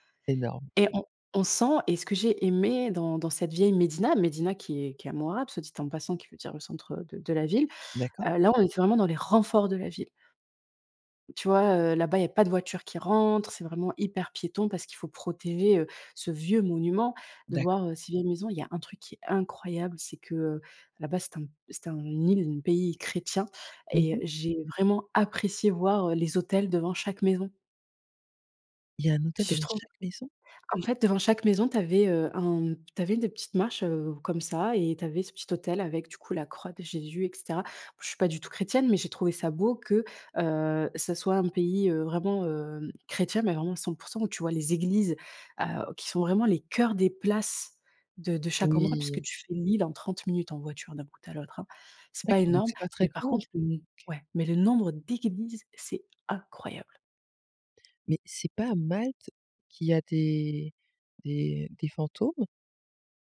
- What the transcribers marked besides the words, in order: stressed: "renforts"; tapping; unintelligible speech; stressed: "incroyable"
- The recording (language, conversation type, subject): French, podcast, Quel paysage t’a coupé le souffle en voyage ?